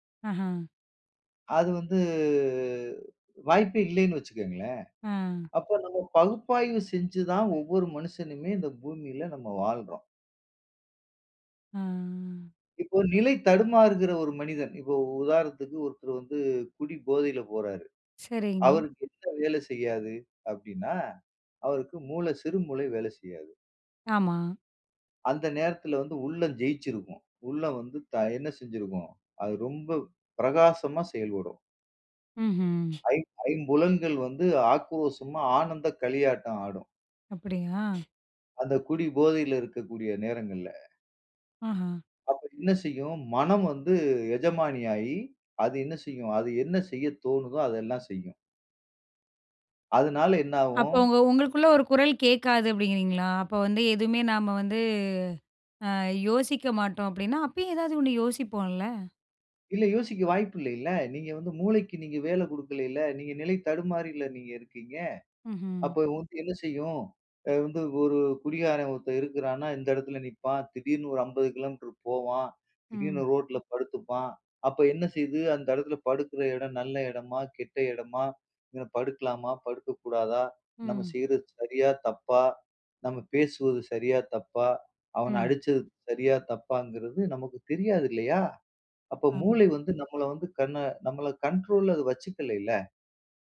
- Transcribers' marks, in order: drawn out: "வந்து"; drawn out: "ஆ"; other noise; in English: "கன்ட்ரோல்ல"
- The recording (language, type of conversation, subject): Tamil, podcast, உங்கள் உள்ளக் குரலை நீங்கள் எப்படி கவனித்துக் கேட்கிறீர்கள்?